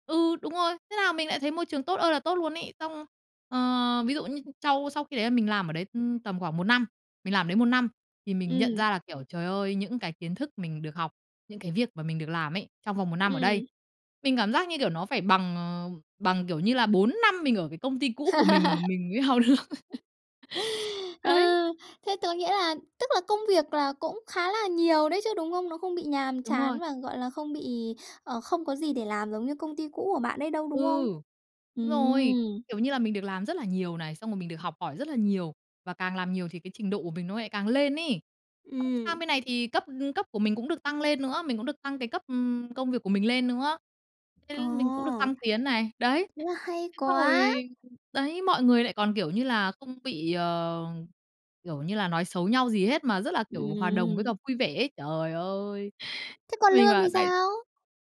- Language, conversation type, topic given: Vietnamese, podcast, Bạn có thể kể về một quyết định mà bạn từng hối tiếc nhưng giờ đã hiểu ra vì sao không?
- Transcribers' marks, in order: laugh; other background noise; laughing while speaking: "học được"; laugh; tapping